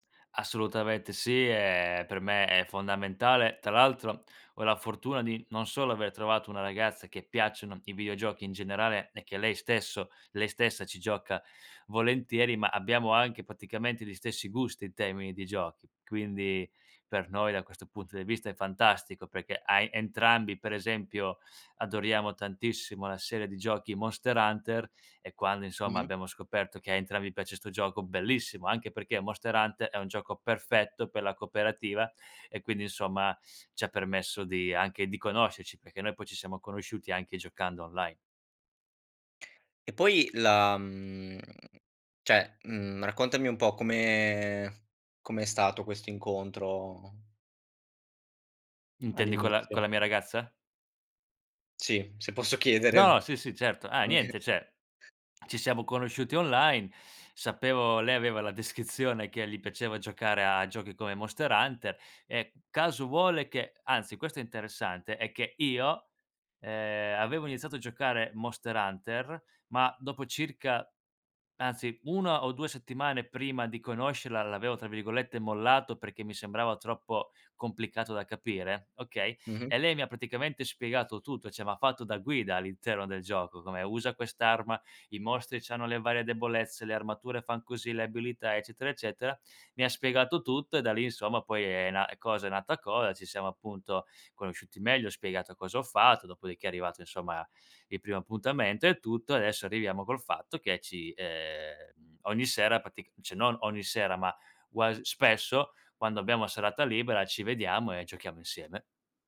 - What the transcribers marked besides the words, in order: "cioè" said as "ceh"; laughing while speaking: "chiedere. Oka"; "cioè" said as "ceh"; other background noise; "cioè" said as "ceh"; "cioè" said as "ceh"
- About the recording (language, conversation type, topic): Italian, podcast, Quale hobby ti fa dimenticare il tempo?